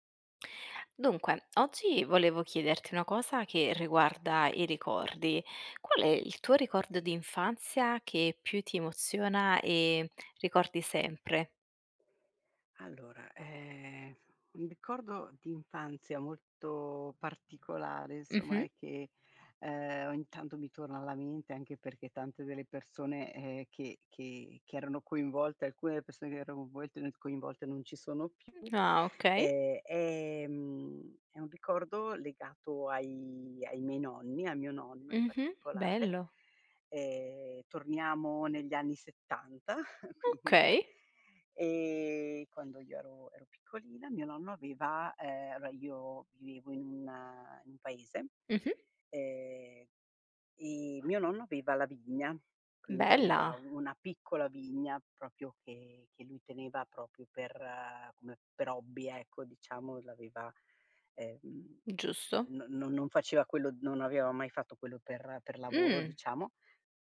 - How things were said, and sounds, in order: unintelligible speech; chuckle; laughing while speaking: "quindi"; "proprio" said as "propio"; "proprio" said as "propio"
- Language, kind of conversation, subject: Italian, podcast, Qual è il ricordo d'infanzia che più ti emoziona?